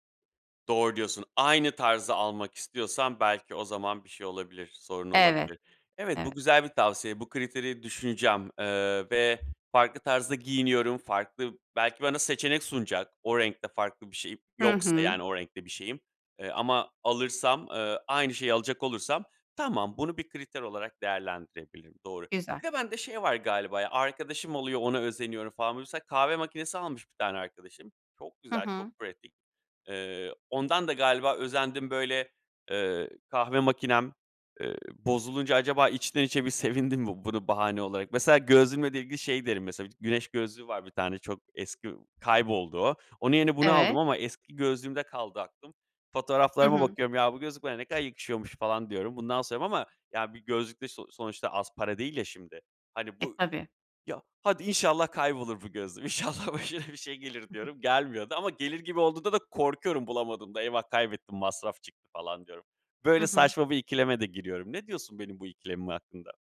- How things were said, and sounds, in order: other background noise; laughing while speaking: "sevindim mi"; tapping; unintelligible speech; laughing while speaking: "İnşallah başına bir şey gelir"; giggle
- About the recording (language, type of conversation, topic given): Turkish, advice, Elimdeki eşyaların değerini nasıl daha çok fark edip israfı azaltabilirim?